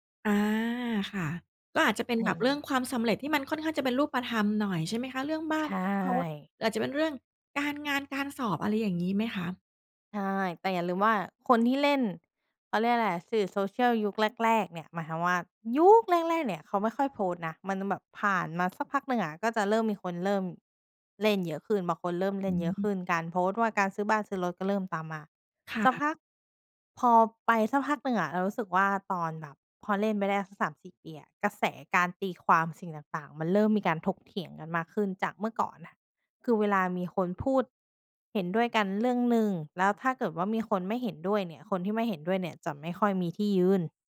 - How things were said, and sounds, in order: other background noise; stressed: "ยุค"; tapping
- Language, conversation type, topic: Thai, podcast, สังคมออนไลน์เปลี่ยนความหมายของความสำเร็จอย่างไรบ้าง?